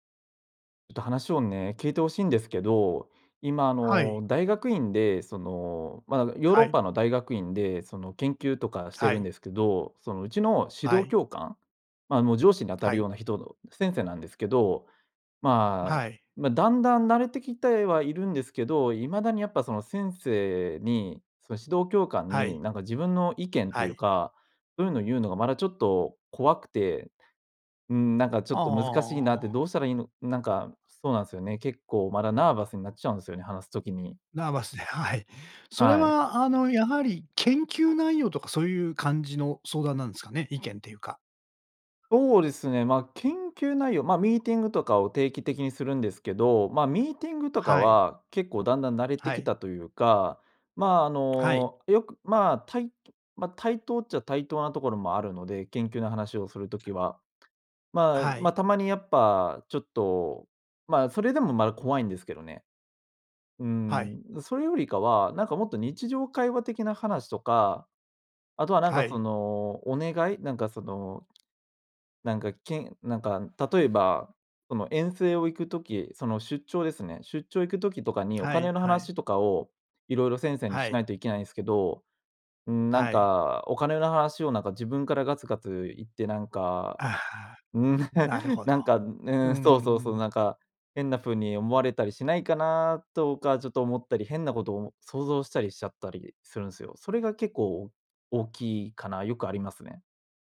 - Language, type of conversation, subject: Japanese, advice, 上司や同僚に自分の意見を伝えるのが怖いのはなぜですか？
- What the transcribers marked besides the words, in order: other noise; chuckle